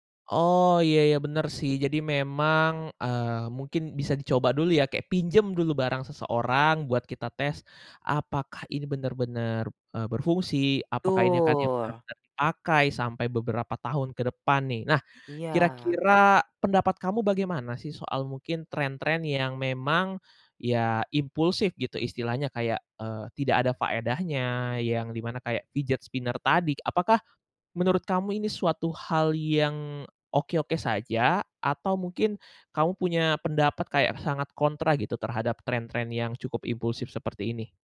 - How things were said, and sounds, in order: in English: "fidget spinner"
- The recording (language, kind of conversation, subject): Indonesian, podcast, Bagaimana kamu menyeimbangkan tren dengan selera pribadi?